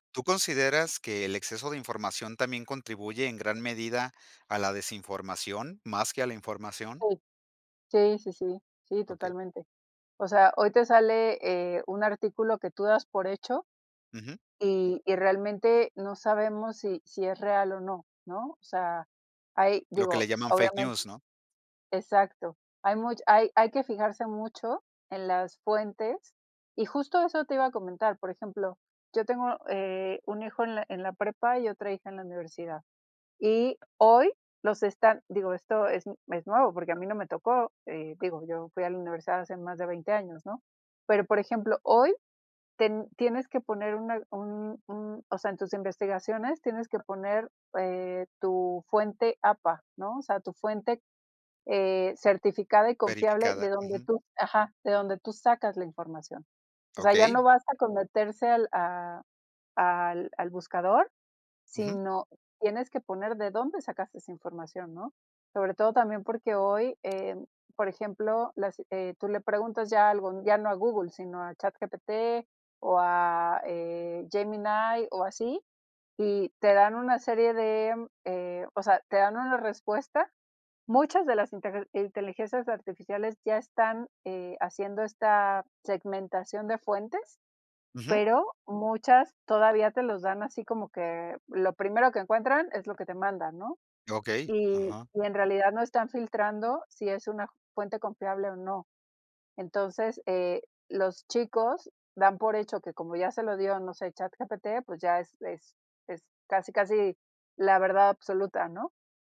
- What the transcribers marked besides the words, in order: in English: "fake news"; tapping
- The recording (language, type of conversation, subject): Spanish, podcast, ¿Cómo afecta el exceso de información a nuestras decisiones?